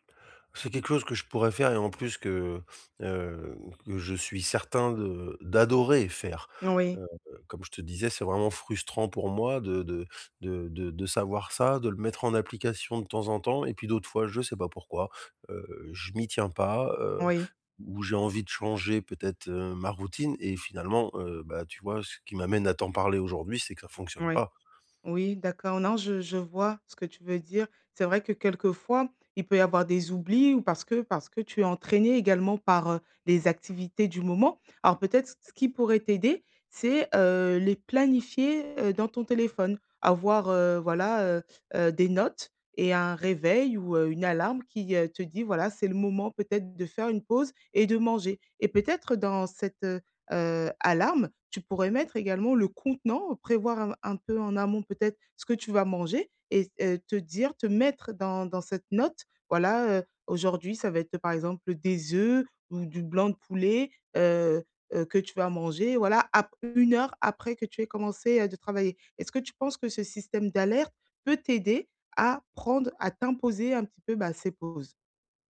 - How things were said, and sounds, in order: other background noise; stressed: "alarme"
- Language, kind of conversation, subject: French, advice, Comment garder mon énergie et ma motivation tout au long de la journée ?